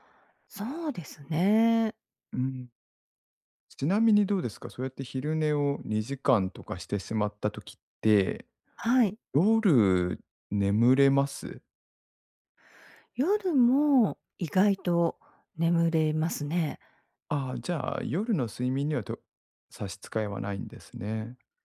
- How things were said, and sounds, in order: other background noise
- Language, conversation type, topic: Japanese, advice, 短時間の昼寝で疲れを早く取るにはどうすればよいですか？